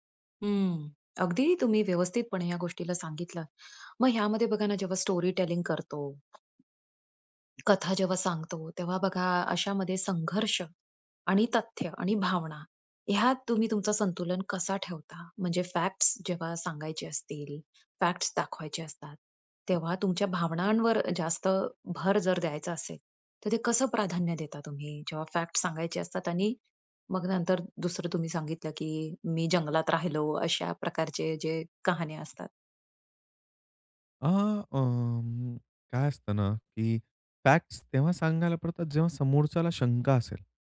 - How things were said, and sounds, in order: in English: "स्टोरी टेलिंग"; tapping; swallow; other background noise; in English: "फॅक्ट्स"; in English: "फॅक्ट्स"; in English: "फॅक्ट्स"; in English: "फॅक्ट्स"
- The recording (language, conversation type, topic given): Marathi, podcast, कथा सांगताना समोरच्या व्यक्तीचा विश्वास कसा जिंकतोस?